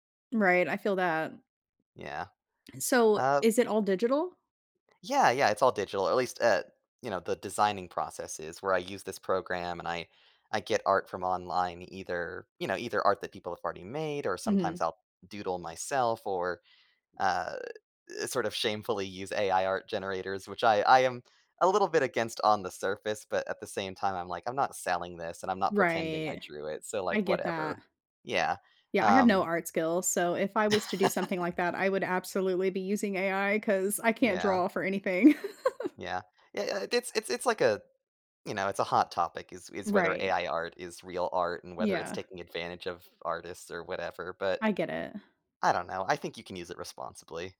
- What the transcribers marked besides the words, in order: laugh; giggle
- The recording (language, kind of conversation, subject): English, unstructured, How do I explain a quirky hobby to someone who doesn't understand?